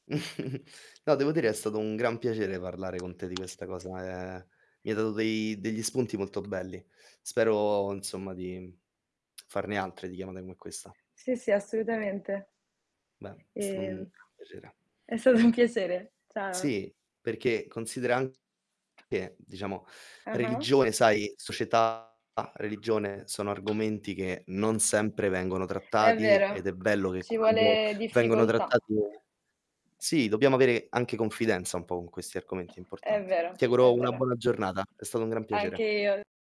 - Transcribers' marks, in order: chuckle; static; tapping; other background noise; tongue click; laughing while speaking: "stato"; distorted speech; unintelligible speech; background speech
- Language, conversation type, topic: Italian, unstructured, In che modo la religione può unire o dividere le persone?